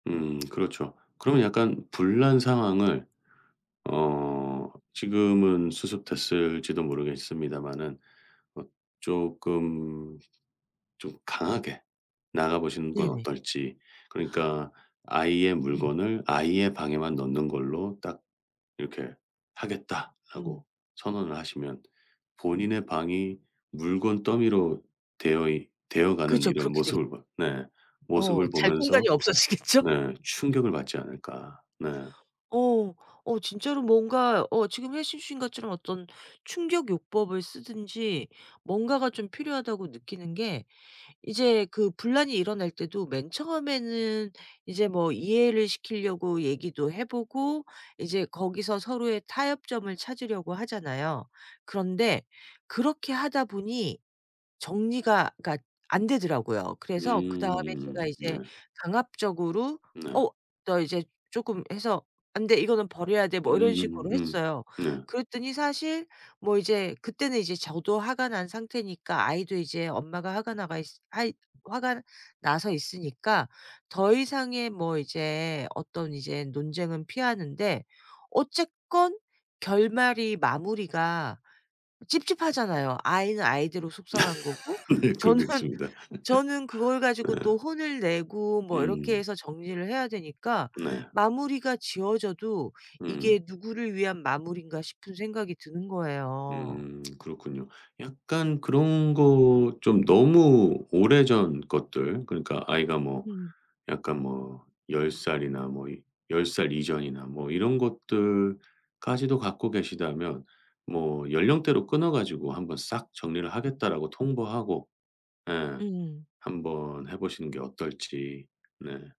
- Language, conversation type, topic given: Korean, advice, 가족이 물건을 버리는 것에 강하게 반대할 때 어떻게 대화하고 해결할 수 있을까요?
- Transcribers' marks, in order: tapping; other background noise; laughing while speaking: "없어지겠죠?"; laugh; laughing while speaking: "네 그러겠습니다"; laughing while speaking: "저는"; laugh